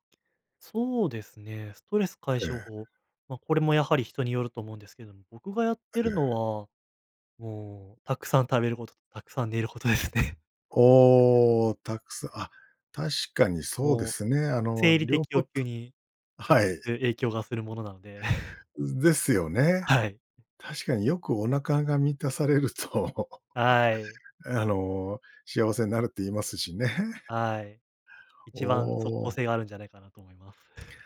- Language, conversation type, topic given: Japanese, podcast, 不安なときにできる練習にはどんなものがありますか？
- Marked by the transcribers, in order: other background noise; laughing while speaking: "寝ることですね"; tapping; chuckle; laughing while speaking: "満たされると"; laugh; laughing while speaking: "言いますしね"; chuckle